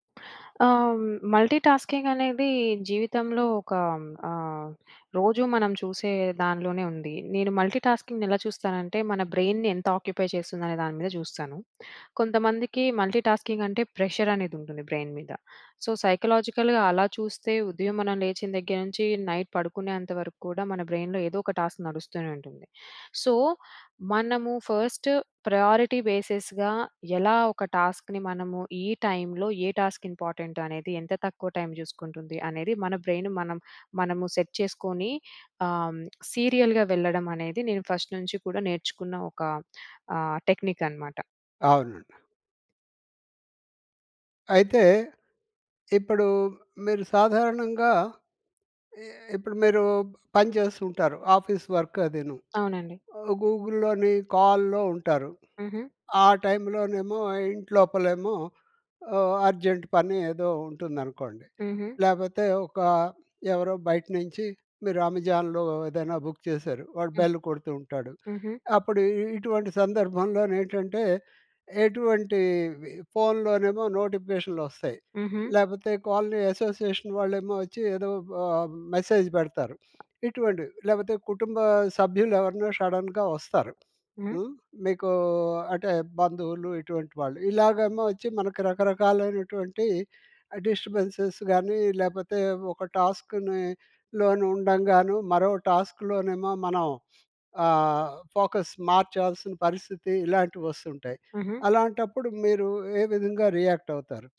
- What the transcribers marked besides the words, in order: in English: "మల్టీటాస్కింగ్"; in English: "మల్టీటాస్కింగ్‌ని"; in English: "బ్రెయిన్‌ని"; in English: "ఆక్యుపై"; in English: "మల్టీటాస్కింగ్"; in English: "ప్రెషర్"; in English: "బ్రెయిన్"; in English: "సో, సైకలాజికల్‌గా"; in English: "నైట్"; in English: "బ్రెయిన్‌లో"; in English: "టాస్క్"; in English: "సో"; in English: "ఫస్ట్ ప్రయారిటీ బేసెస్‌గా"; in English: "టాస్క్‌ని"; in English: "టాస్క్ ఇంపార్టెంట్"; in English: "బ్రెయిన్"; in English: "సెట్"; in English: "సీరియల్‌గా"; in English: "ఫస్ట్"; in English: "టెక్నిక్"; in English: "ఆఫీస్ వర్క్"; in English: "గూగుల్‍లోని కాల్‌లో"; in English: "అర్జెంట్"; in English: "బుక్"; in English: "బెల్"; in English: "అసోసియేషన్"; in English: "మెసేజ్"; tapping; in English: "షడన్‌గా"; other background noise; in English: "డిస్టర్బెన్స్"; in English: "టాస్క్‌ని"; in English: "ఫోకస్"; in English: "రియాక్ట్"
- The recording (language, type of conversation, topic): Telugu, podcast, మల్టీటాస్కింగ్ తగ్గించి ఫోకస్ పెంచేందుకు మీరు ఏ పద్ధతులు పాటిస్తారు?